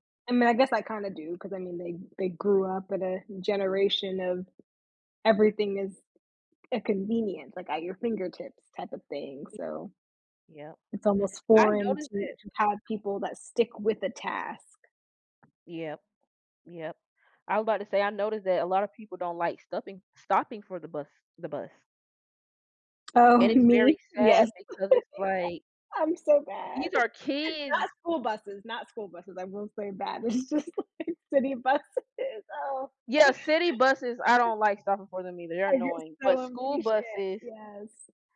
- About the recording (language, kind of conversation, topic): English, unstructured, How does practicing self-discipline impact our mental and emotional well-being?
- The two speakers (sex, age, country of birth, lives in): female, 35-39, United States, United States; female, 35-39, United States, United States
- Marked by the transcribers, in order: unintelligible speech; other background noise; laughing while speaking: "Oh"; chuckle; laughing while speaking: "It's just, like, city buses, oh"